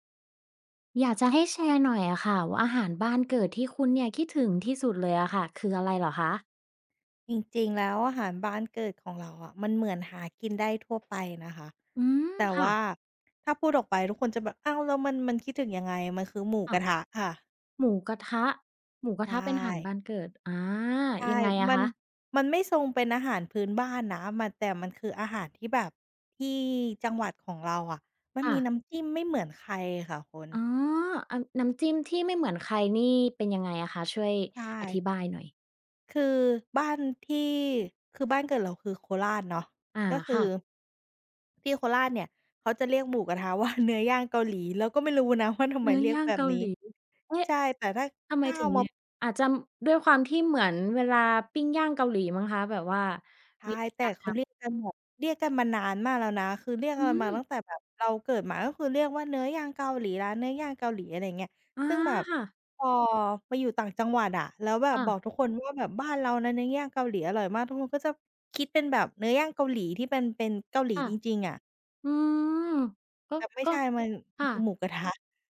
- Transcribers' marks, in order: none
- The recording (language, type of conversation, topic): Thai, podcast, อาหารบ้านเกิดที่คุณคิดถึงที่สุดคืออะไร?